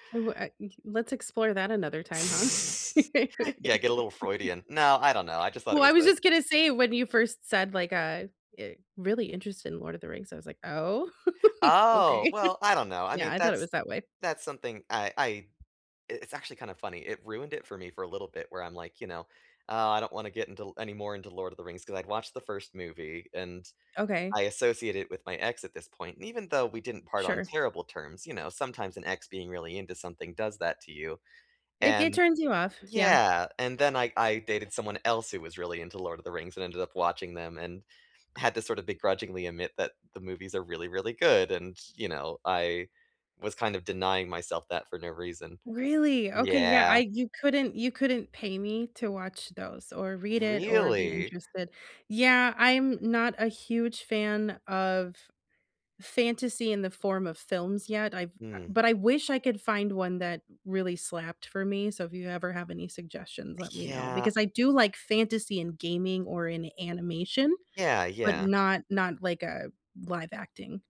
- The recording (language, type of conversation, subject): English, unstructured, How do you think identity changes over time?
- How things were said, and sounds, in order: chuckle; chuckle; chuckle; laughing while speaking: "okay"; other background noise; tapping